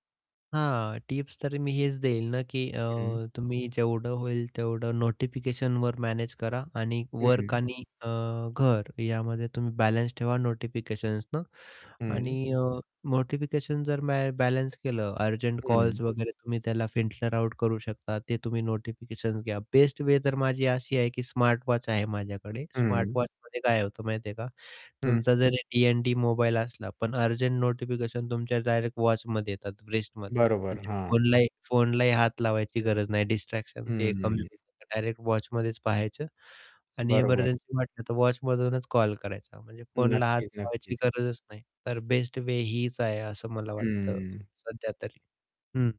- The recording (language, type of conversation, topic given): Marathi, podcast, दैनंदिन जीवनात सतत जोडून राहण्याचा दबाव तुम्ही कसा हाताळता?
- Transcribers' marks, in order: static; distorted speech; in English: "रिस्टमध्ये"; in English: "डिस्ट्रॅक्शन"; tapping